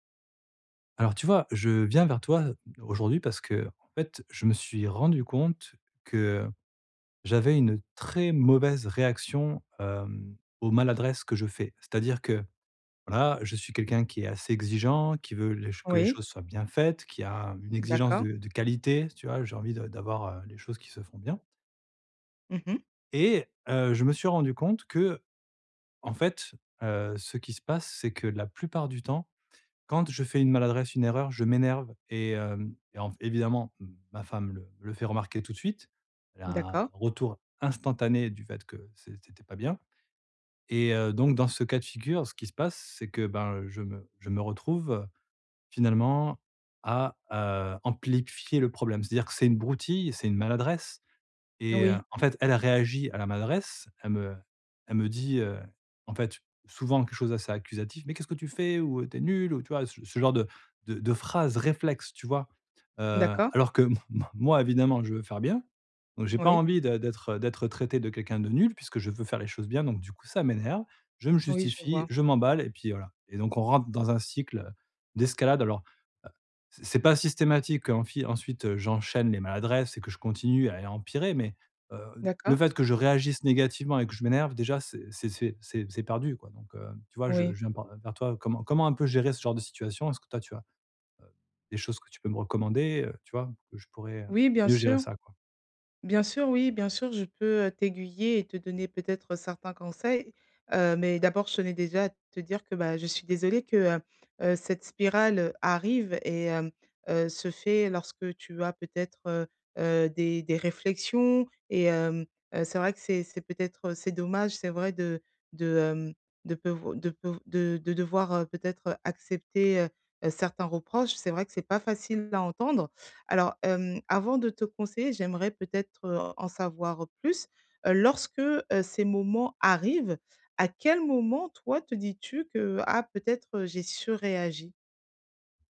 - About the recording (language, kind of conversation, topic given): French, advice, Comment arrêter de m’enfoncer après un petit faux pas ?
- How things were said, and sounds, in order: tapping; put-on voice: "Mais qu'est-ce que tu fais ?"; put-on voice: "Tu es nul !"